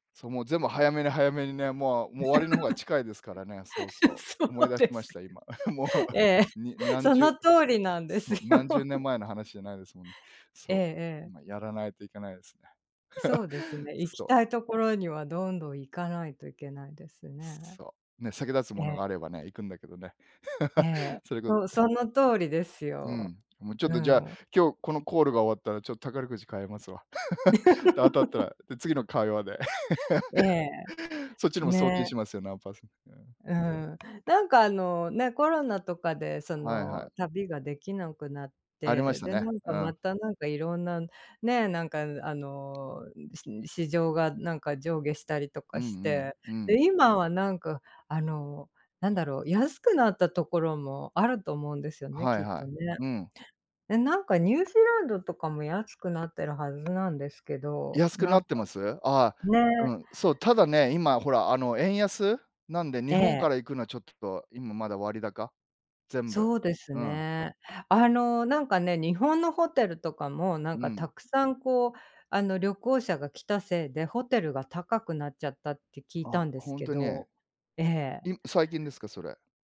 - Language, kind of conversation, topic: Japanese, unstructured, あなたの理想の旅行先はどこですか？
- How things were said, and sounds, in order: chuckle; laughing while speaking: "そうです。ええ、その通りなんですよ"; laughing while speaking: "もう"; chuckle; chuckle; chuckle; chuckle; tapping